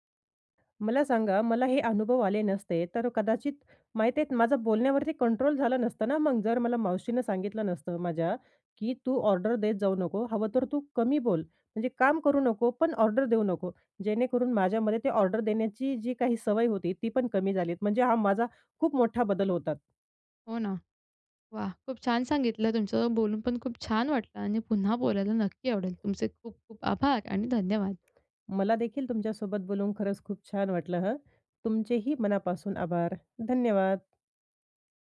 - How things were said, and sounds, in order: other noise; tapping; other background noise
- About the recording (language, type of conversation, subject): Marathi, podcast, कधी एखाद्या छोट्या मदतीमुळे पुढे मोठा फरक पडला आहे का?